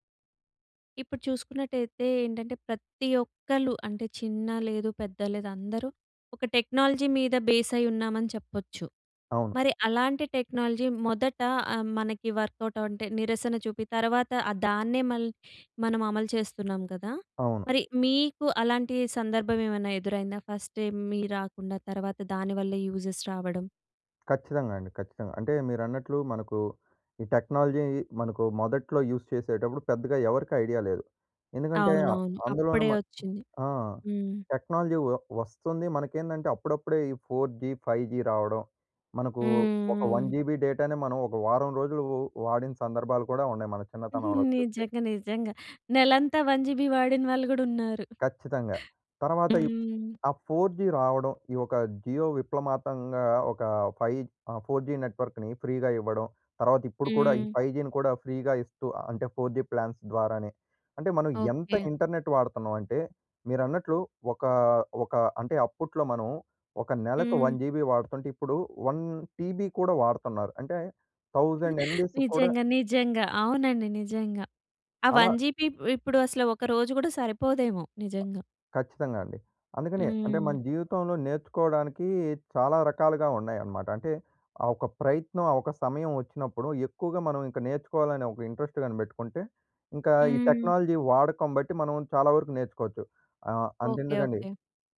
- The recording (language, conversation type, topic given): Telugu, podcast, మీరు మొదట టెక్నాలజీని ఎందుకు వ్యతిరేకించారు, తర్వాత దాన్ని ఎలా స్వీకరించి ఉపయోగించడం ప్రారంభించారు?
- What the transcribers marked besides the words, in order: in English: "టెక్నాలజీ"; in English: "బేస్"; in English: "టెక్నాలజీ"; in English: "వర్క్‌అవుట్"; in English: "ఫస్ట్ టైమ్"; in English: "యూజెస్"; in English: "టెక్నాలజీ"; in English: "యూజ్"; in English: "టెక్నాలజీ"; in English: "ఫోర్ జీ ఫైవ్ జీ"; in English: "వన్ జీబీ డేటాని"; giggle; in English: "వన్ జీబీ"; gasp; other background noise; in English: "ఫోర్ జీ"; in English: "ఫైవ్"; in English: "ఫోర్ జీ నెట్‌వర్క్‌ని ఫ్రీగా"; in English: "ఫైవ్ జీని"; in English: "ఫ్రీగా"; in English: "ఫోర్ జీ ప్లాన్స్"; in English: "ఇంటర్నెట్"; in English: "వన్ జీబీ"; in English: "వన్ టీబీ"; in English: "థౌసండ్ ఎంబీస్"; chuckle; in English: "వన్ జీబీ"; tapping; in English: "ఇంట్రెస్ట్"; in English: "టెక్నాలజీ"